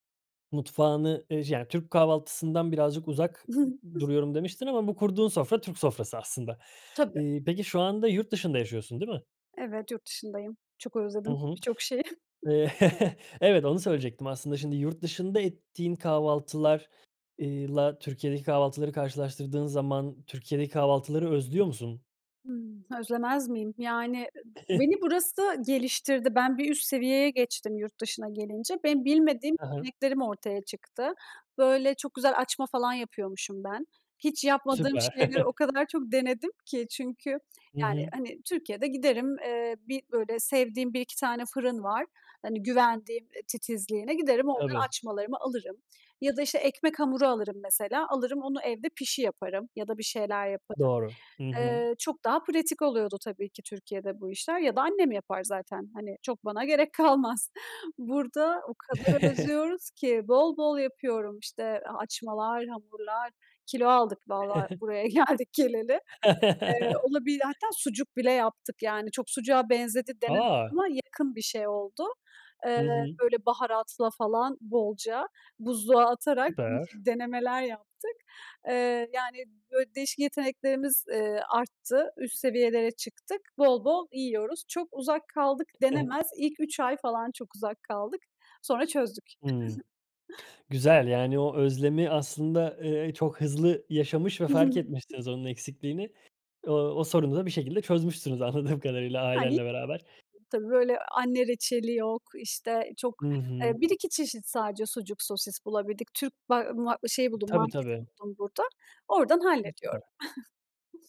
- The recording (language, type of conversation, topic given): Turkish, podcast, Kahvaltı senin için nasıl bir ritüel, anlatır mısın?
- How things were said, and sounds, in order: chuckle; chuckle; chuckle; chuckle; laughing while speaking: "gerek kalmaz"; tapping; chuckle; laugh; other background noise; laughing while speaking: "geldik geleli"; drawn out: "A!"; giggle; chuckle; chuckle; laughing while speaking: "anladığım"; chuckle